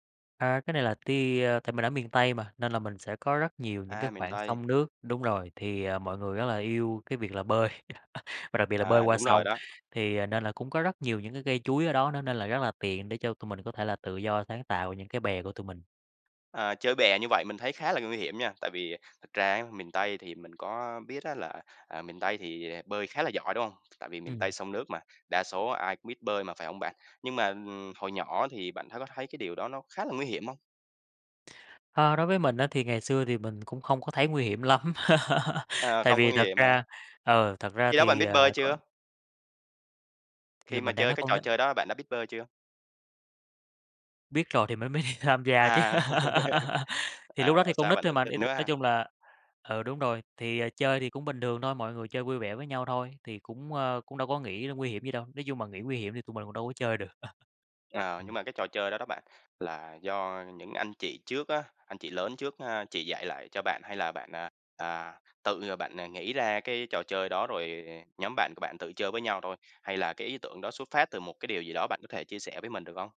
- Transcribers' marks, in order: tapping; laugh; laugh; laughing while speaking: "mới đi"; laugh; laugh
- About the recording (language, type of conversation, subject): Vietnamese, podcast, Trải nghiệm thời thơ ấu đã ảnh hưởng đến sự sáng tạo của bạn như thế nào?